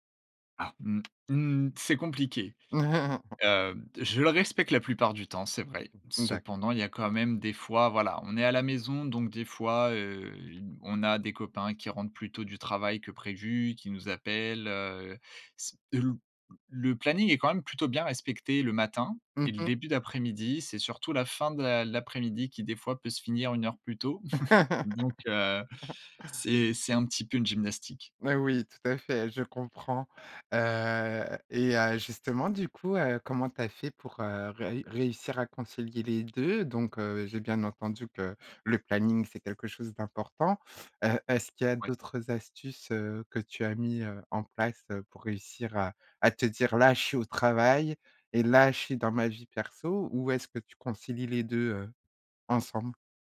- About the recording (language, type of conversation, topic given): French, podcast, Comment trouves-tu l’équilibre entre le travail et la vie personnelle ?
- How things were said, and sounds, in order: chuckle; tapping; laugh; chuckle